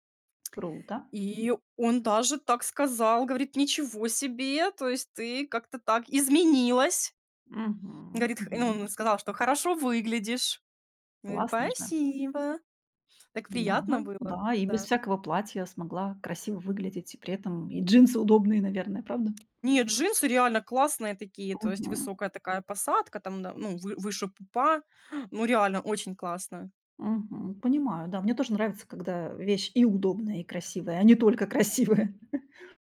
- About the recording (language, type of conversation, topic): Russian, podcast, Как изменился твой стиль за последние десять лет?
- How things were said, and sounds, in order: stressed: "изменилась"; background speech; tapping; put-on voice: "Спасибо"; drawn out: "Спасибо"; laughing while speaking: "красивая"